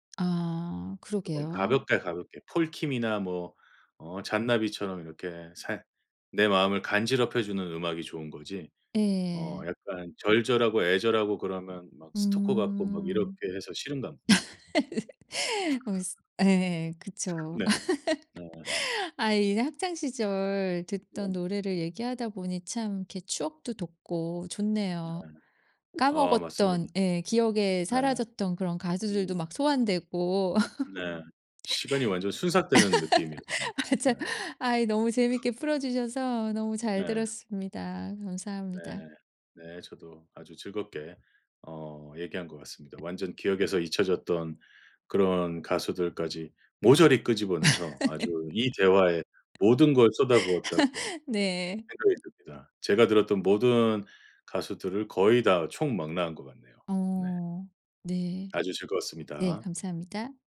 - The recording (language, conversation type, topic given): Korean, podcast, 학창 시절에 늘 듣던 노래가 있나요?
- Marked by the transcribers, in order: other background noise; laugh; laugh; laugh; laughing while speaking: "맞아"; laugh